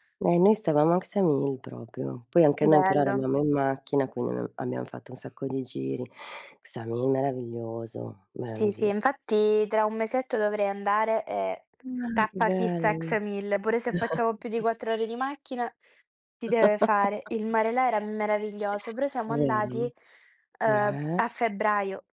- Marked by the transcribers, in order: surprised: "Ma che belli"; chuckle; laugh; other noise
- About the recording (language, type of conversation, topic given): Italian, unstructured, Cosa ne pensi delle cucine regionali italiane?